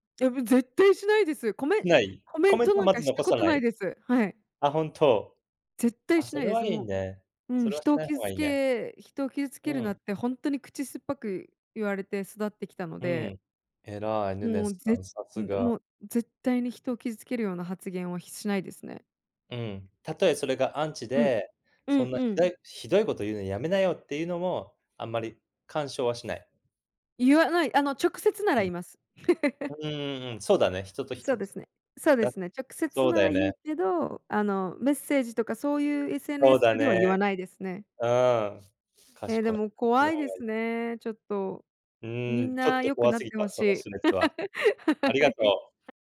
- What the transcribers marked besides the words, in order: other noise; laugh; other background noise; laugh; laughing while speaking: "はい"
- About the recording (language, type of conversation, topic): Japanese, unstructured, SNSでの誹謗中傷はどうすれば減らせると思いますか？